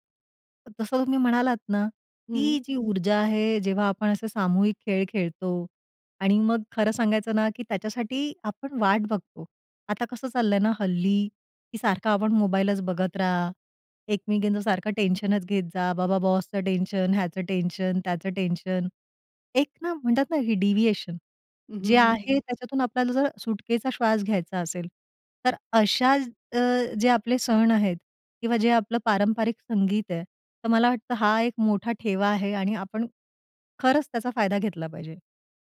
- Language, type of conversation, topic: Marathi, podcast, सण-उत्सवांमुळे तुमच्या घरात कोणते संगीत परंपरेने टिकून राहिले आहे?
- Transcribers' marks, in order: tapping; in English: "डिव्हिएशन"